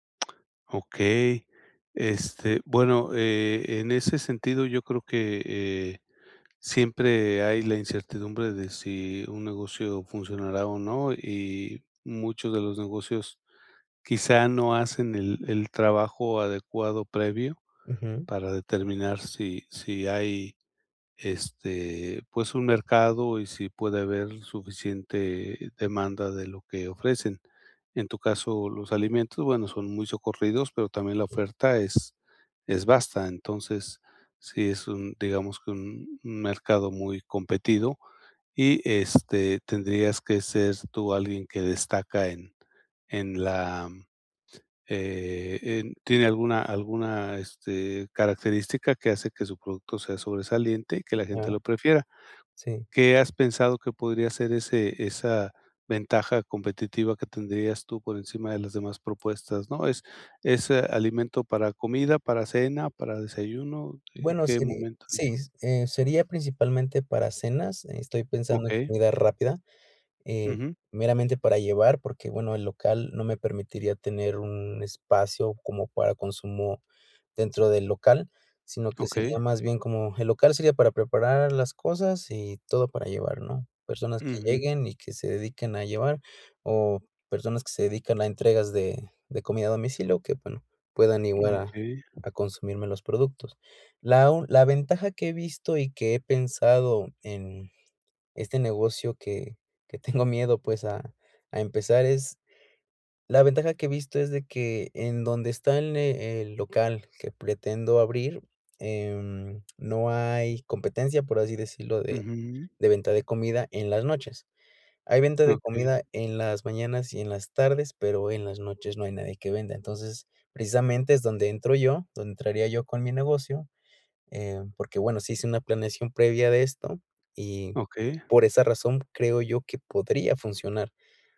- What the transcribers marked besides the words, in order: other background noise; laughing while speaking: "tengo"
- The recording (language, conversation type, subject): Spanish, advice, Miedo al fracaso y a tomar riesgos